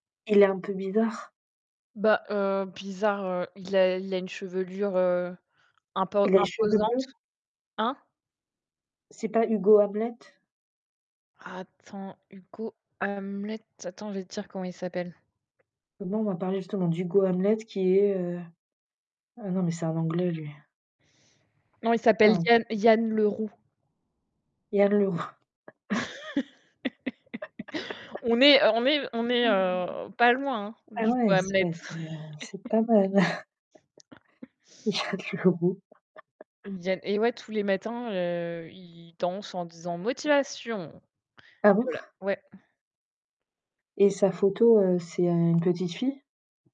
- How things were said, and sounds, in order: distorted speech; laughing while speaking: "Leroux"; chuckle; laugh; chuckle; background speech; chuckle; laughing while speaking: "Yann Leroux"; chuckle; chuckle
- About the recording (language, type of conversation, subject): French, unstructured, Quelle est votre relation avec les réseaux sociaux ?